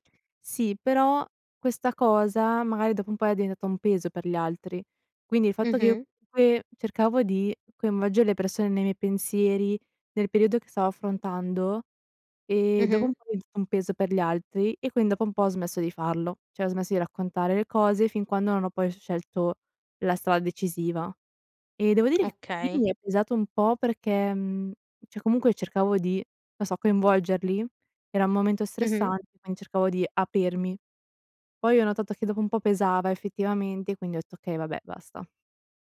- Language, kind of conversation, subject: Italian, podcast, Come si costruisce la fiducia necessaria per parlare apertamente?
- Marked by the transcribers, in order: other background noise; "comunque" said as "unque"